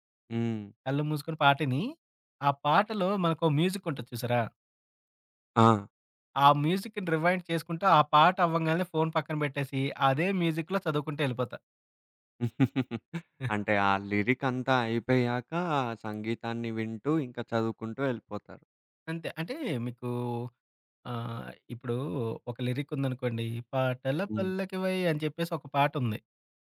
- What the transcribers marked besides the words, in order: in English: "మ్యూజిక్‌ని రివైండ్"; in English: "మ్యూజిక్‌లో"; chuckle; giggle
- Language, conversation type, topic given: Telugu, podcast, ఫ్లోలోకి మీరు సాధారణంగా ఎలా చేరుకుంటారు?